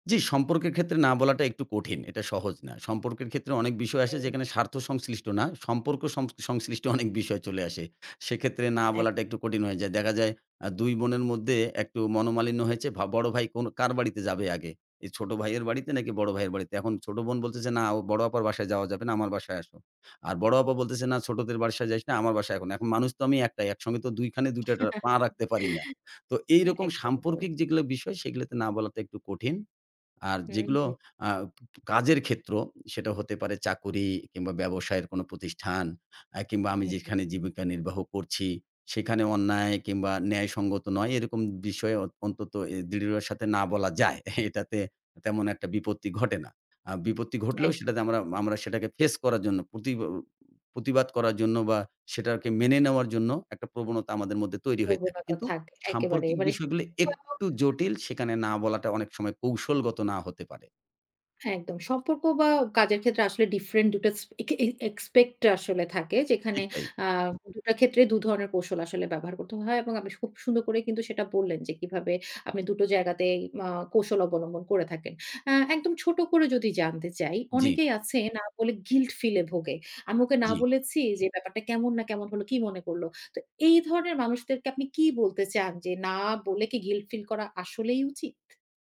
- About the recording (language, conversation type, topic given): Bengali, podcast, আপনি কীভাবে ‘না’ বলতে শিখলেন—সে গল্পটা শেয়ার করবেন?
- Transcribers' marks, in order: laughing while speaking: "অনেক"; chuckle; other background noise; laughing while speaking: "এটাতে"; tapping; other noise; in English: "এক্সপেক্ট"